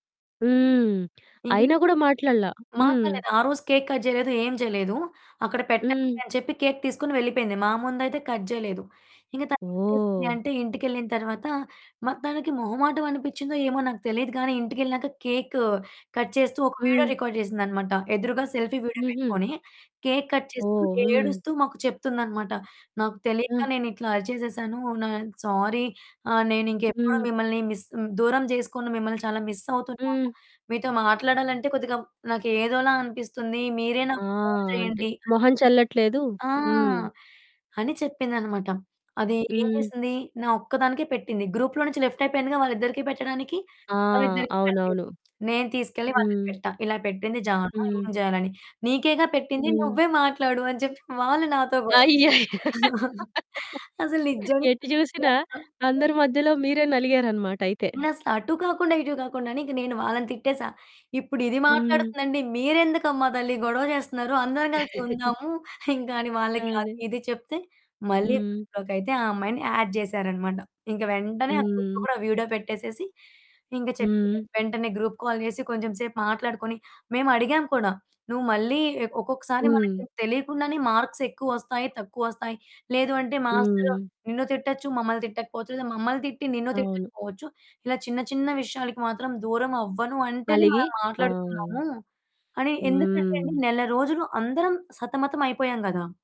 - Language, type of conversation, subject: Telugu, podcast, రెండో అవకాశం ఇస్తున్నప్పుడు మీకు ఏ విషయాలు ముఖ్యంగా అనిపిస్తాయి?
- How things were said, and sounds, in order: in English: "కేక్ కట్"; in English: "కేక్"; in English: "కట్"; distorted speech; in English: "కట్"; in English: "వీడియో రికార్డ్"; in English: "సెల్ఫీ వీడియో"; in English: "కేక్ కట్"; in English: "సారీ"; in English: "మిస్"; in English: "మిస్"; in English: "గ్రూప్‌లో"; in English: "లెఫ్ట్"; laughing while speaking: "అయ్యయ్యో!"; static; chuckle; giggle; laughing while speaking: "ఇంకని"; in English: "గ్రూప్‌లోకైయితే"; in English: "యాడ్"; in English: "గ్రూప్‌లో"; in English: "వీడియో"; in English: "గ్రూప్ కాల్"; in English: "మార్క్స్"